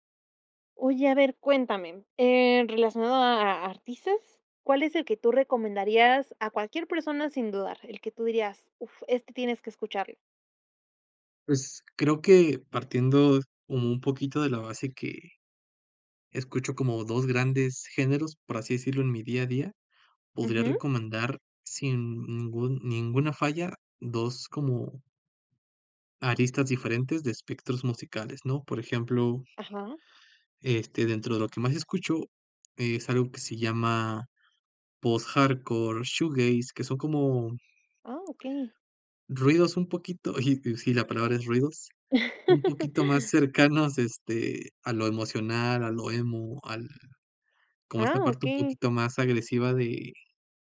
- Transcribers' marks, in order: in English: "post-hardcore shoegaze"; laugh
- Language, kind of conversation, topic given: Spanish, podcast, ¿Qué artista recomendarías a cualquiera sin dudar?